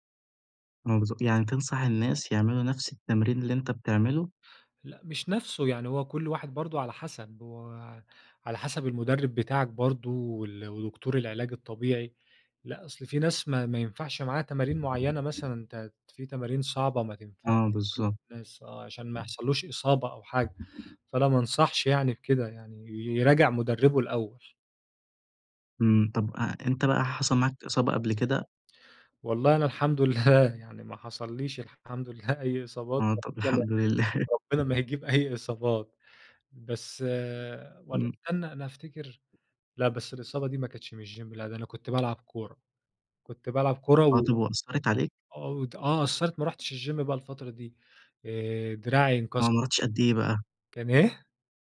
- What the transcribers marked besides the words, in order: tapping; other background noise; unintelligible speech; laughing while speaking: "الحمد لله"; laughing while speaking: "الحمد لله"; laughing while speaking: "الحمد لله"; laughing while speaking: "ربنا ما يجيب أي إصابات"; in English: "الgym"; in English: "الgym"
- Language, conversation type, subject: Arabic, podcast, إزاي تحافظ على نشاطك البدني من غير ما تروح الجيم؟